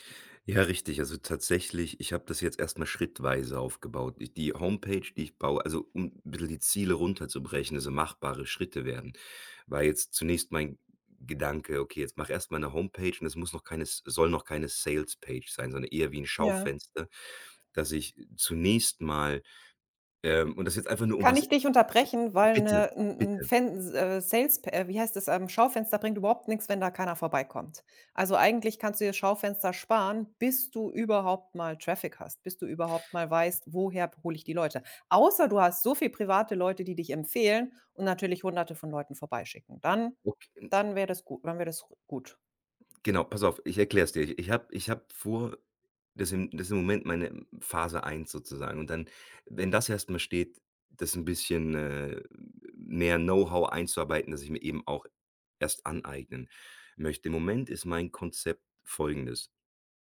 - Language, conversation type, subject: German, advice, Wie blockiert Prokrastination deinen Fortschritt bei wichtigen Zielen?
- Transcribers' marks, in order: other background noise; in English: "Traffic"